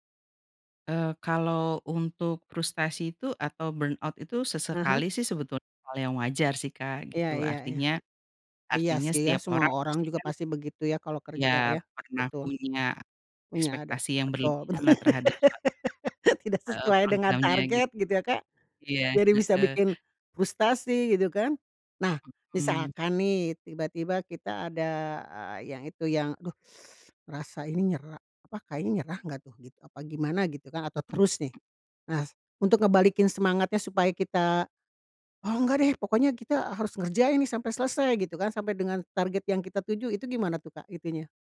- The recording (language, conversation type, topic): Indonesian, podcast, Apa yang kamu lakukan agar rencana jangka panjangmu tidak hanya menjadi angan-angan?
- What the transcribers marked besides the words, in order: in English: "burnout"; laugh; teeth sucking; tapping